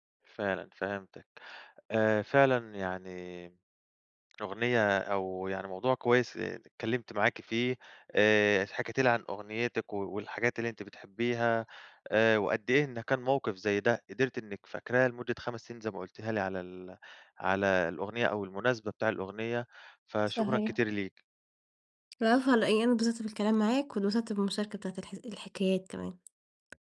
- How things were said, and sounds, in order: tapping
- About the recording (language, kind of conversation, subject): Arabic, podcast, إيه هي الأغنية اللي سمعتها وإنت مع صاحبك ومش قادر تنساها؟